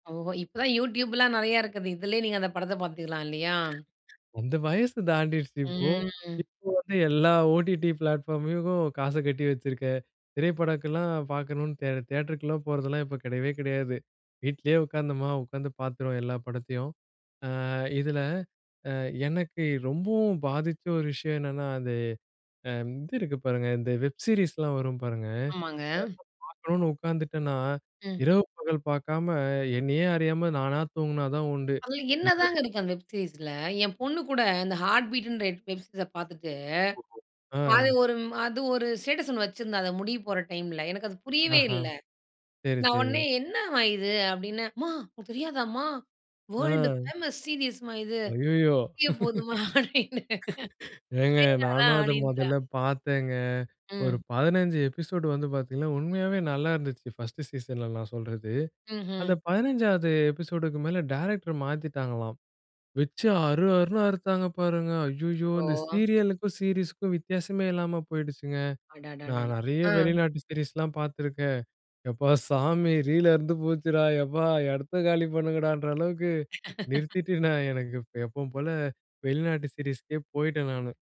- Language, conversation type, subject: Tamil, podcast, சினிமா கதைகள் நம்மை எப்படி பாதிக்கின்றன?
- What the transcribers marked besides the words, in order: tapping; chuckle; drawn out: "ம்"; in English: "பிளாட்ஃபார்மக்கும்"; in English: "வெப் சீரிஸ்லாம்"; other noise; unintelligible speech; in English: "வெப் சீரிஸ்ல"; in English: "சீரிஸ்ஸ"; in English: "ஸ்டேட்டஸ்"; in English: "வேர்ல்ட் பேமஸ் சீரியஸ்"; chuckle; laughing while speaking: "முடிய போதும்மா அப்டின்னு. அப்டின்றா"; in English: "எபிசோடு"; unintelligible speech; in English: "ஃபர்ஸ்ட் சீசன்ல"; other background noise; in English: "சீரியஸ்க்கும்"; drawn out: "ஓ!"; drawn out: "அடடடடா!"; chuckle; laugh; in English: "சீரிஸ்க்கே"